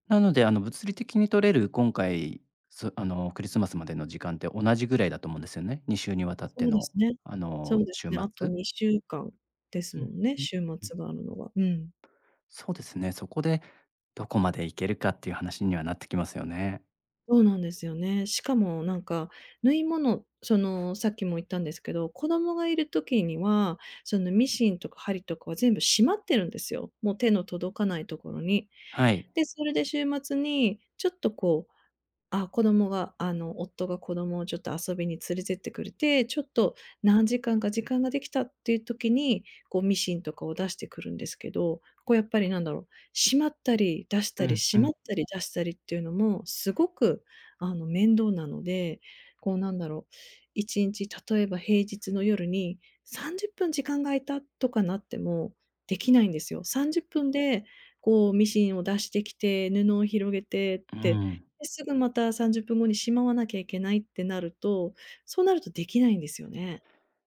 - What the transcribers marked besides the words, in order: tapping
- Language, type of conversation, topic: Japanese, advice, 日常の忙しさで創作の時間を確保できない